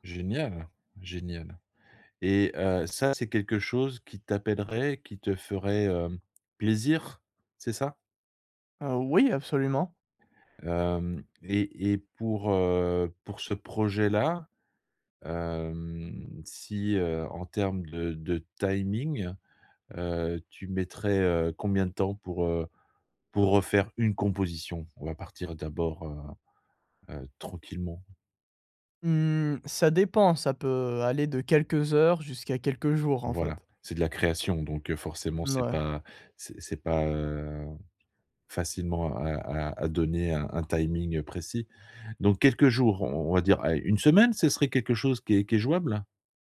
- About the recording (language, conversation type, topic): French, advice, Comment choisir quand j’ai trop d’idées et que je suis paralysé par le choix ?
- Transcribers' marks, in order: tapping; drawn out: "hem"